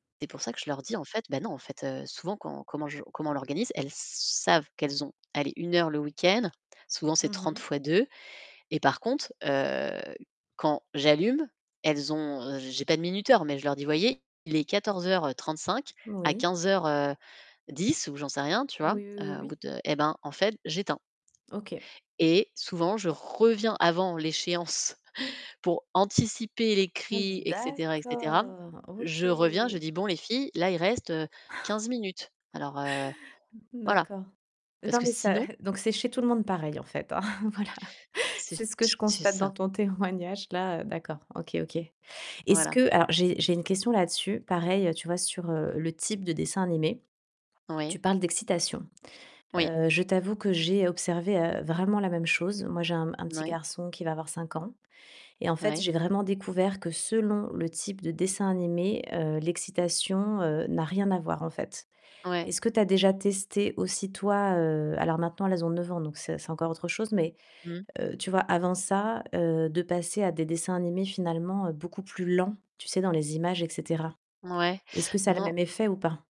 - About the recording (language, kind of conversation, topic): French, podcast, Comment trouvez-vous le bon équilibre entre les écrans et les enfants à la maison ?
- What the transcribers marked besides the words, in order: stressed: "savent"; stressed: "reviens"; chuckle; distorted speech; unintelligible speech; chuckle; tapping; stressed: "lents"